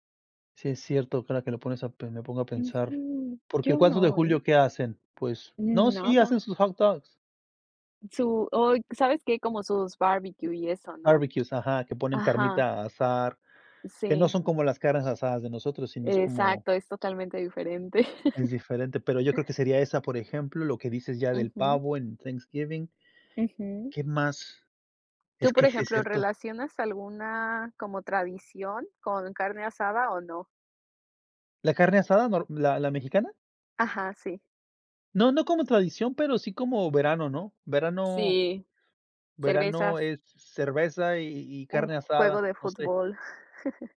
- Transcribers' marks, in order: chuckle; in English: "Thanksgiving"; chuckle
- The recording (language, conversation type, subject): Spanish, unstructured, ¿Qué papel juega la comida en la identidad cultural?